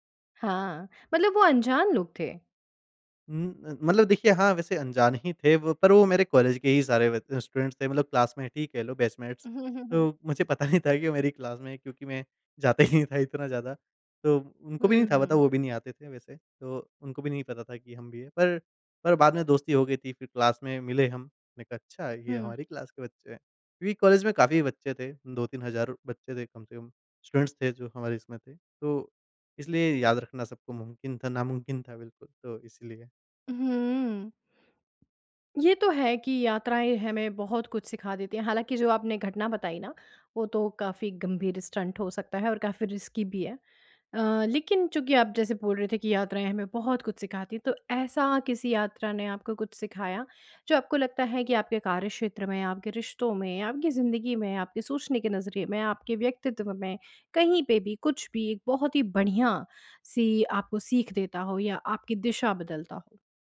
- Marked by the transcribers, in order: in English: "स्टूडेंट्स"; in English: "क्लासमेट"; in English: "बैचमेट्स"; in English: "क्लास"; laughing while speaking: "जाता ही"; in English: "क्लास"; in English: "क्लास"; in English: "स्टूडेंट्स"; in English: "स्टंट"; in English: "रिस्की"
- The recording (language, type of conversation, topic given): Hindi, podcast, सोलो यात्रा ने आपको वास्तव में क्या सिखाया?